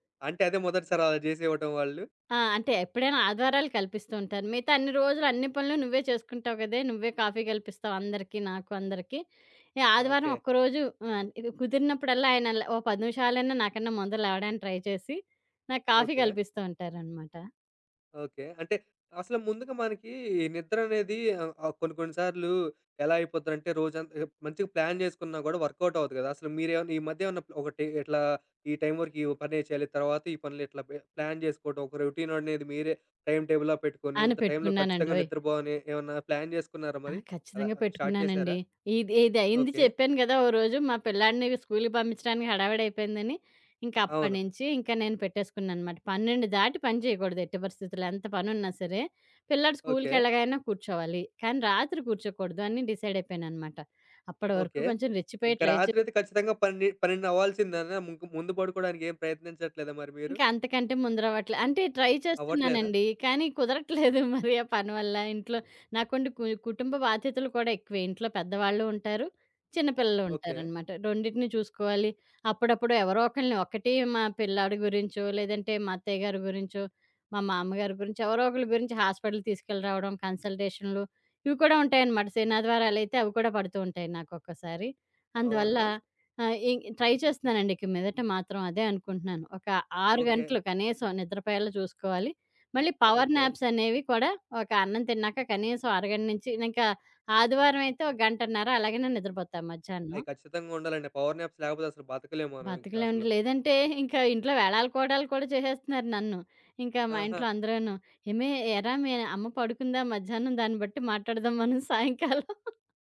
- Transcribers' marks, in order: in English: "ట్రై"; in English: "ప్లాన్"; in English: "వర్కౌట్"; in English: "ప్లాన్"; in English: "రొటీన్"; in English: "టైమ్ టేబుల్‌లా"; in English: "ప్లాన్"; in English: "స్టార్ట్"; in English: "డిసైడ్"; in English: "ట్రై"; in English: "ట్రై"; chuckle; in English: "హాస్పిటల్"; in English: "ట్రై"; in English: "పవర్ నాప్స్"; in English: "పవర్ నాప్స్"; laugh
- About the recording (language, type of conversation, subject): Telugu, podcast, హాయిగా, మంచి నిద్రను ప్రతిరోజూ స్థిరంగా వచ్చేలా చేసే అలవాటు మీరు ఎలా ఏర్పరుచుకున్నారు?